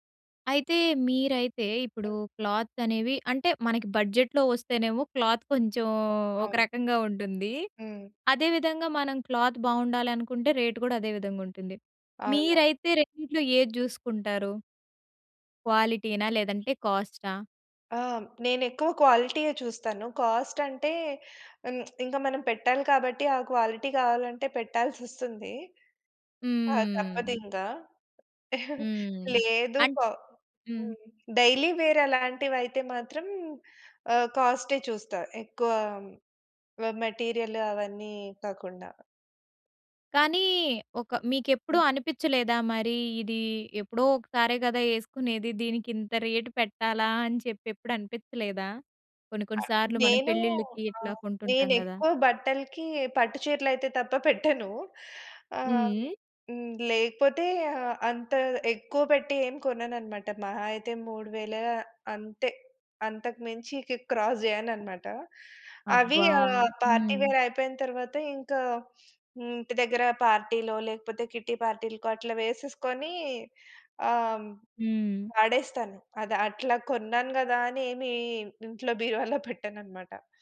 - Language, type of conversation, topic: Telugu, podcast, పాత దుస్తులను కొత్తగా మలచడం గురించి మీ అభిప్రాయం ఏమిటి?
- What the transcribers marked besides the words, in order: in English: "క్లాత్"; other background noise; in English: "బడ్జెట్‌లో"; in English: "క్లాత్"; in English: "క్లాత్"; in English: "క్వాలిటీనా"; in English: "కాస్ట్"; lip smack; in English: "క్వాలిటీ"; drawn out: "హ్మ్"; giggle; in English: "డైలీ వేర్"; in English: "మెటీరియల్"; other noise; in English: "క్రాస్"; in English: "పార్టీ వేర్"; laughing while speaking: "బీరువాలో పెట్టనన్నమాట"